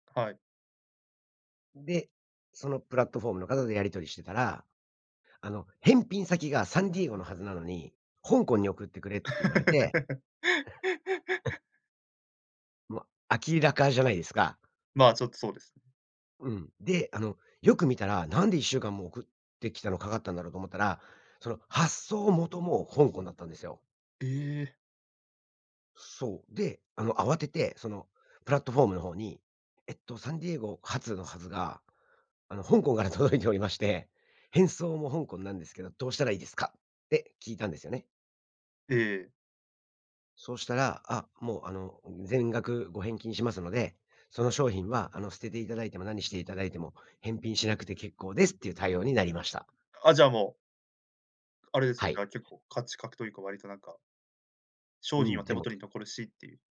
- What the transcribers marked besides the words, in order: laugh; cough; tapping; other background noise
- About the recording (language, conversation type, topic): Japanese, podcast, オンラインでの買い物で失敗したことはありますか？